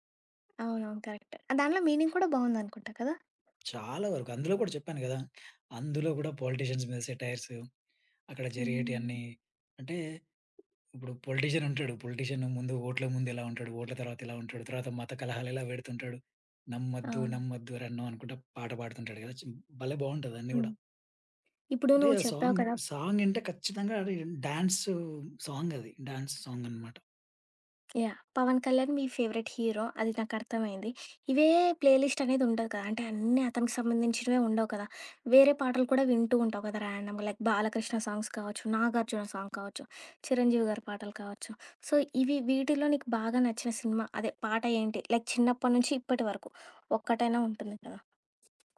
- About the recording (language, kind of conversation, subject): Telugu, podcast, ఏ సంగీతం వింటే మీరు ప్రపంచాన్ని మర్చిపోతారు?
- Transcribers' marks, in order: in English: "కరెక్ట్"; in English: "మీనింగ్"; other background noise; in English: "పొలిటీషియన్స్"; in English: "పొలిటీషియన్"; in English: "పొలిటీషియన్"; in English: "సాంగ్, సాంగ్"; in English: "సాంగ్"; in English: "డాన్స్"; tapping; in English: "యాహ్!"; in English: "ఫేవరైట్ హీరో"; in English: "ప్లే లిస్ట్"; in English: "ర్యాండమ్‌గా లైక్"; in English: "సాంగ్స్"; in English: "సాంగ్"; in English: "సో"; in English: "లైక్"